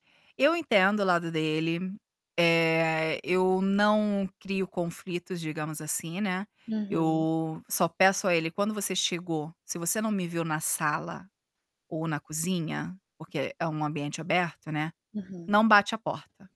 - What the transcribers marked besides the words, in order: static
- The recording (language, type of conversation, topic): Portuguese, podcast, Como equilibrar o trabalho remoto e a convivência familiar no mesmo espaço?